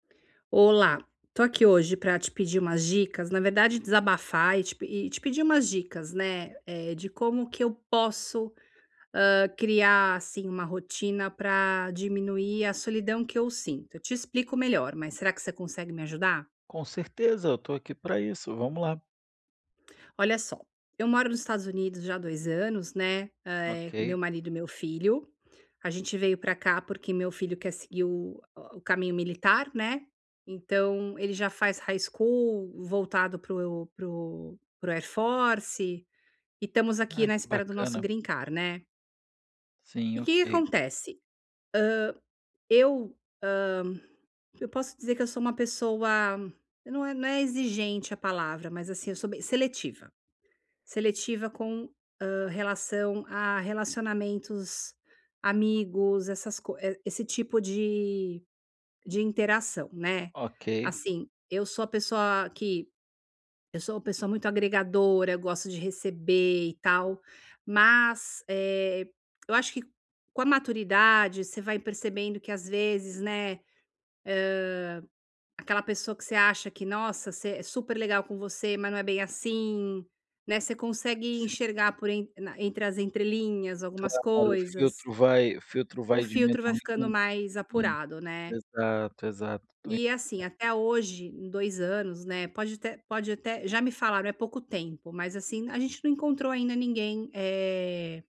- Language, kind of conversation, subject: Portuguese, advice, Como posso criar rotinas diárias para me sentir menos sozinho?
- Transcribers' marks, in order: in English: "high-school"; in English: "green card"; unintelligible speech